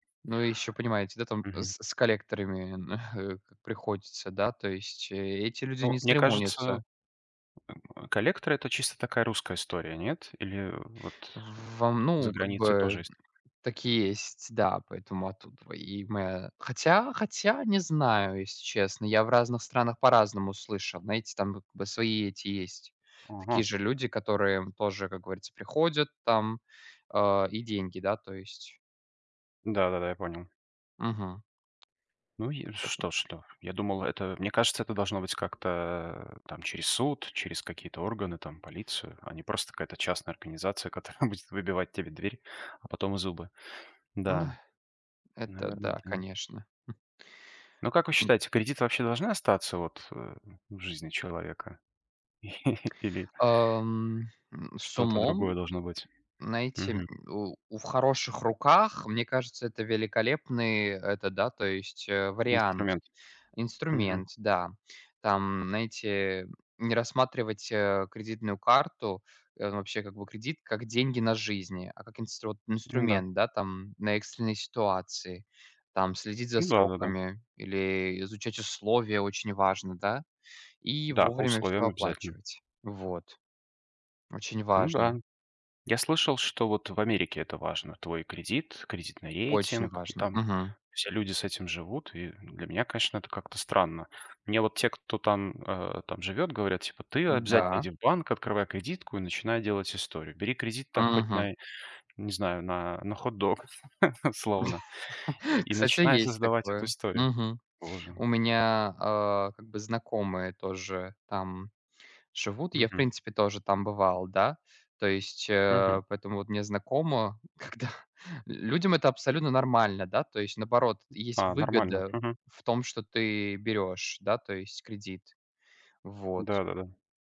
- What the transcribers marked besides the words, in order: grunt; laughing while speaking: "будет"; chuckle; chuckle; laughing while speaking: "когда"; other background noise
- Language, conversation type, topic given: Russian, unstructured, Почему кредитные карты иногда кажутся людям ловушкой?
- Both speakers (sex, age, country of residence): male, 20-24, Germany; male, 35-39, Malta